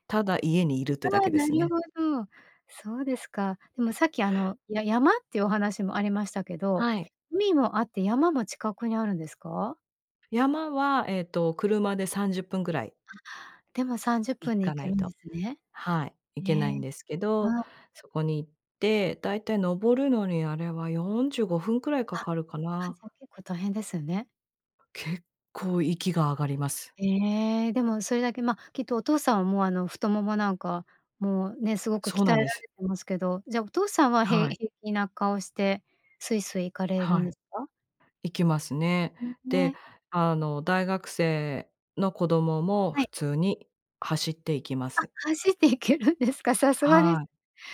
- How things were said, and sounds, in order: tapping; laughing while speaking: "走っていけるんですか？"
- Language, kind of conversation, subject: Japanese, podcast, 週末はご家族でどんなふうに過ごすことが多いですか？